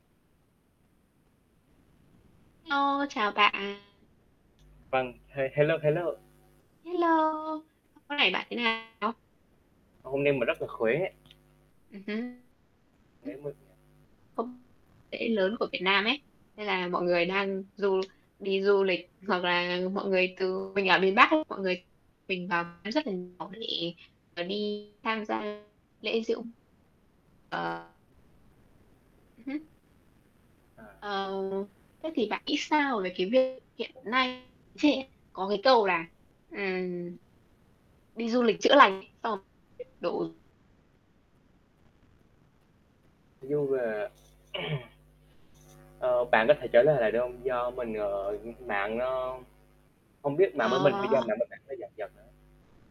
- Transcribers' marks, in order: distorted speech; mechanical hum; other background noise; tapping; unintelligible speech; static; throat clearing
- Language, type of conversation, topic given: Vietnamese, unstructured, Bạn nghĩ gì về việc du lịch ồ ạt làm thay đổi văn hóa địa phương?